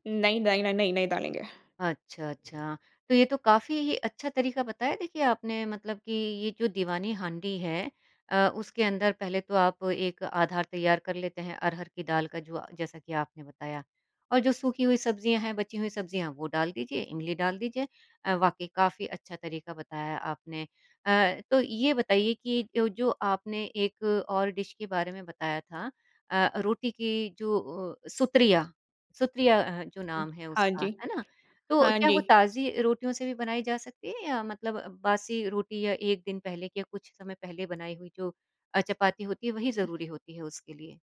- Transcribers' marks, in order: tapping; in English: "डिश"; other background noise
- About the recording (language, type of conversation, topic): Hindi, podcast, त्योहारों में बचा हुआ खाना आप कैसे उपयोग में लाते हैं?